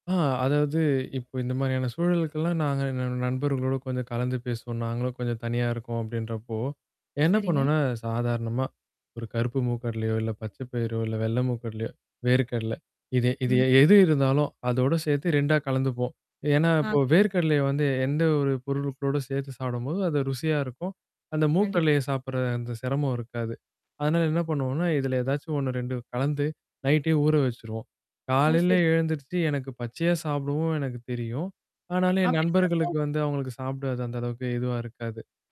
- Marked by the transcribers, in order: static; distorted speech; unintelligible speech; in English: "நைட்டே"
- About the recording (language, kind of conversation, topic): Tamil, podcast, நேரமில்லாதபோது உடனடியாகச் செய்து சாப்பிடக்கூடிய எளிய ஆறுதல் உணவு எது?
- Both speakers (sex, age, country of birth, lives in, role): female, 25-29, India, India, host; male, 20-24, India, India, guest